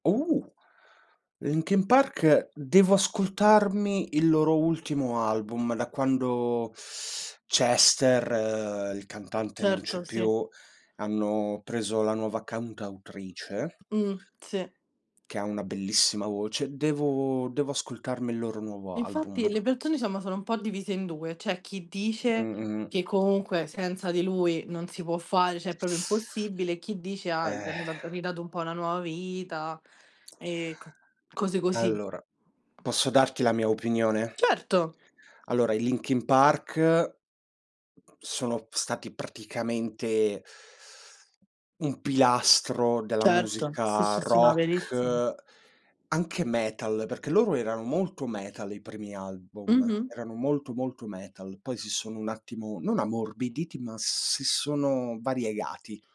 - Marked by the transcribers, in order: teeth sucking; tapping; "diciamo" said as "ciamo"; teeth sucking; "cioè" said as "ceh"; other background noise; other noise
- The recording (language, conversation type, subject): Italian, unstructured, Qual è il tuo genere musicale preferito e perché?